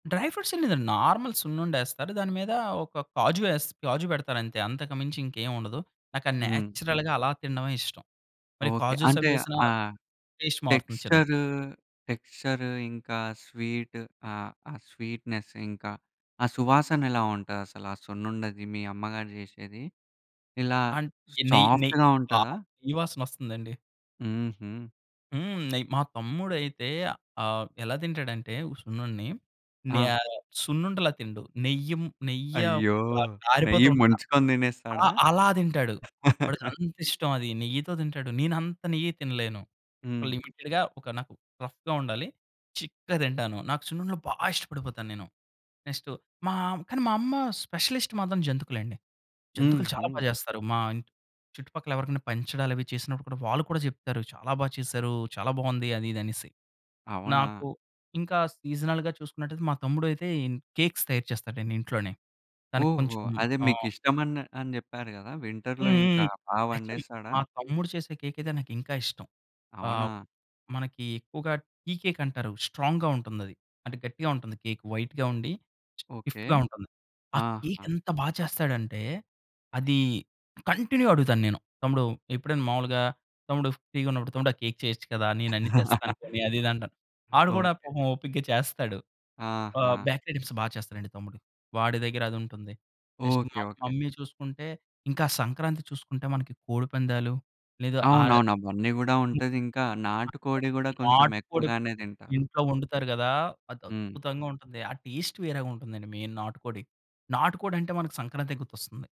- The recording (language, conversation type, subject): Telugu, podcast, సీజనల్ పదార్థాల రుచిని మీరు ఎలా ఆస్వాదిస్తారు?
- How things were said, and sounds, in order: in English: "డ్రై ఫ్రూట్స్"; in English: "నార్మల్"; in English: "నేచురల్‌గా"; in English: "కాజుస్"; in English: "టేస్ట్"; in English: "స్వీట్‌నెస్"; in English: "అండ్"; in English: "సాఫ్ట్‌గా"; laugh; in English: "లిమిటెడ్‌గా"; in English: "రఫ్‌గా"; stressed: "బా"; in English: "నెక్స్ట్"; in English: "స్పెషలిస్ట్"; in English: "సీజనల్‌గా"; in English: "వింటర్‌లో"; in English: "యాక్చువల్‌లి"; in English: "స్ట్రాంగ్‌గా"; in English: "వైట్‌గా"; other background noise; in English: "స్టిఫ్‌గా"; in English: "కంటిన్యూ"; in English: "ఫ్రీ‌గా"; laugh; in English: "బ్యాక్‌రి ఐటమ్స్"; in English: "నెక్స్ట్"; other noise; in English: "టేస్ట్"; in English: "మెయిన్"